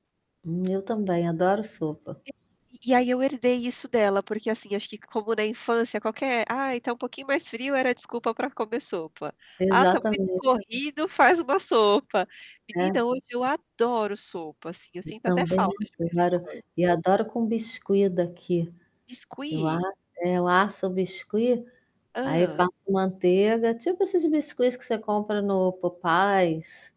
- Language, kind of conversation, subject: Portuguese, unstructured, Que prato te lembra a infância?
- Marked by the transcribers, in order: static; other background noise; distorted speech; in French: "biscuit"; in French: "Biscuit?"; in French: "biscuit"; in French: "biscuits"